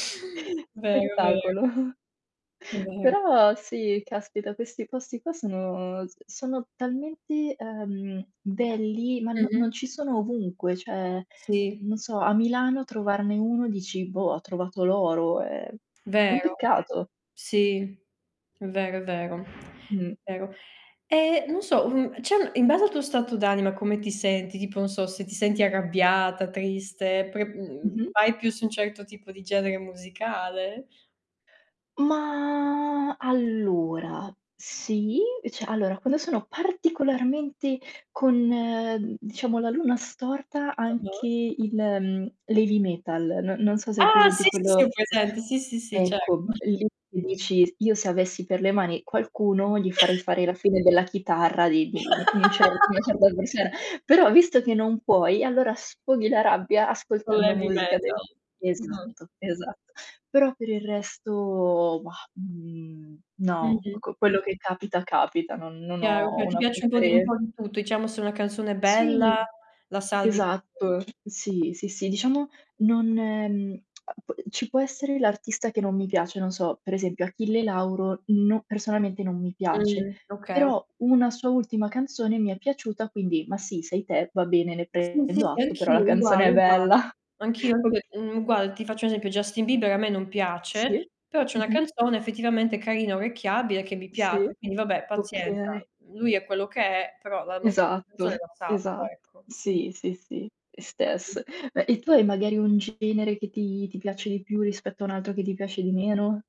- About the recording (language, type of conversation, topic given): Italian, unstructured, Come influisce la musica sul tuo umore quotidiano?
- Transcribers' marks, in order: distorted speech; chuckle; drawn out: "sono"; "cioè" said as "ceh"; tapping; other background noise; "cioè" said as "ceh"; drawn out: "Ma"; "cioè" said as "ceh"; chuckle; laugh; unintelligible speech; tongue click; laughing while speaking: "è bella"